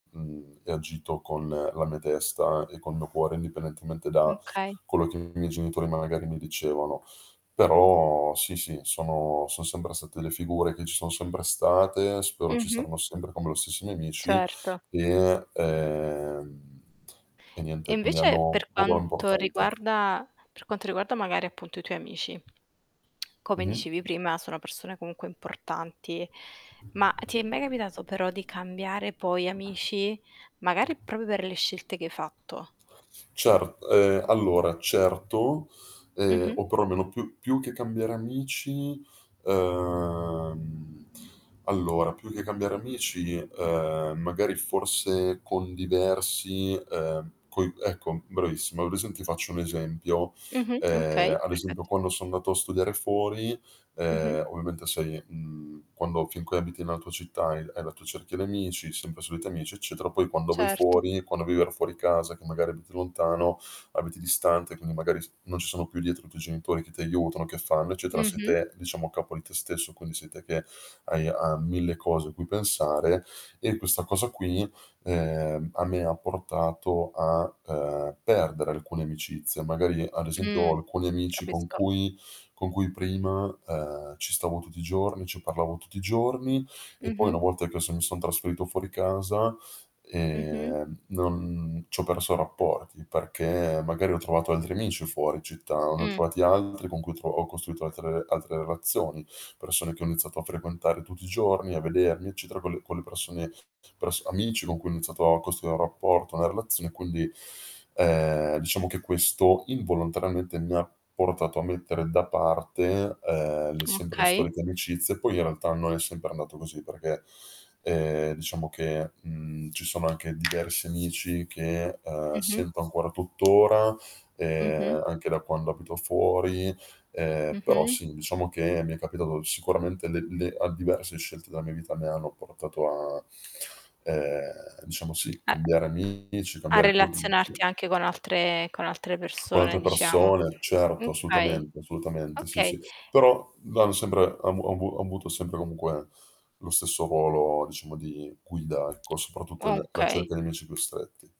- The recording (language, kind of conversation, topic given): Italian, podcast, Che ruolo hanno la famiglia e gli amici nelle tue scelte?
- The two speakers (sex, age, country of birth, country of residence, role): female, 25-29, Italy, Italy, host; male, 25-29, Italy, Italy, guest
- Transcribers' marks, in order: static; mechanical hum; "okay" said as "kay"; distorted speech; other background noise; tapping; drawn out: "ehm"; lip smack; "proprio" said as "propio"; drawn out: "ehm"; "assolutamente" said as "assutamente"; "okay" said as "kay"